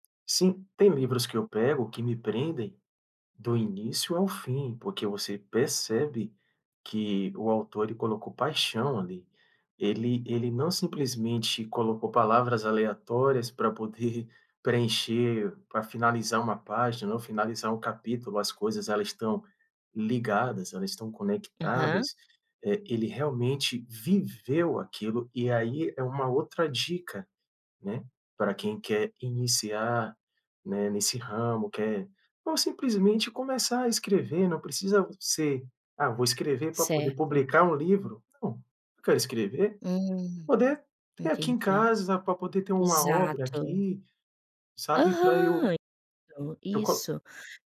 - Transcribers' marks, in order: chuckle; tapping
- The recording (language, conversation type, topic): Portuguese, podcast, Que projetos simples você recomendaria para quem está começando?